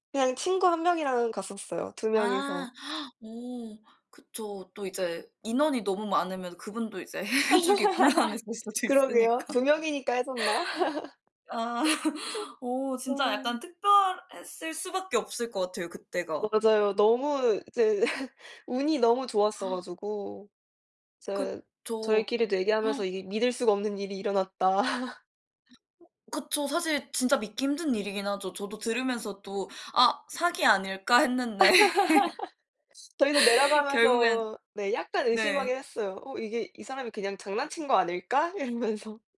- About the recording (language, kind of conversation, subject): Korean, unstructured, 여행에서 가장 기억에 남는 순간은 언제였나요?
- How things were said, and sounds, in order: laugh; laughing while speaking: "해주기 곤란해질 수도 있으니까. 아"; laughing while speaking: "해줬나?"; laugh; laughing while speaking: "이제"; gasp; gasp; gasp; laugh; laugh; laughing while speaking: "했는데"; laughing while speaking: "이러면서"